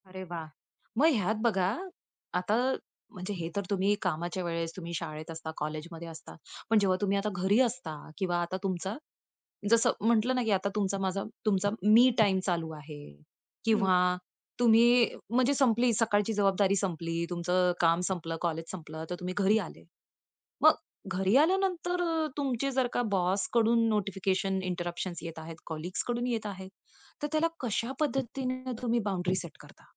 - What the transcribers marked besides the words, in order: other background noise; in English: "इंटरप्शन्स"; in English: "कलीग्सकडून"
- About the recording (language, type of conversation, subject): Marathi, podcast, कामाच्या वेळेत मोबाईलमुळे होणारे व्यत्यय तुम्ही कशा पद्धतीने हाताळता?